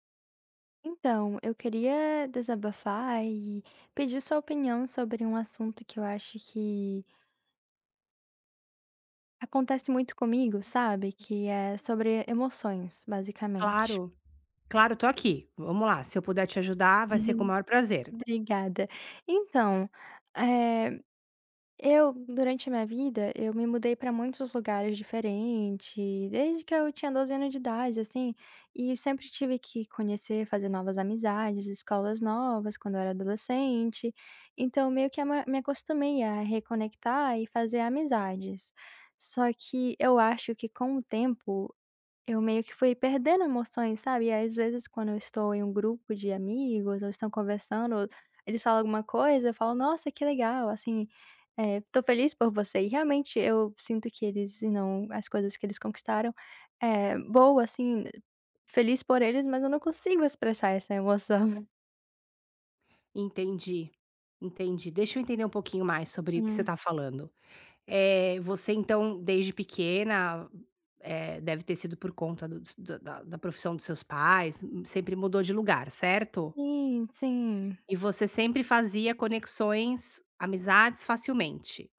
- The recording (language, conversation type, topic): Portuguese, advice, Como posso começar a expressar emoções autênticas pela escrita ou pela arte?
- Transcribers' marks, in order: other noise; chuckle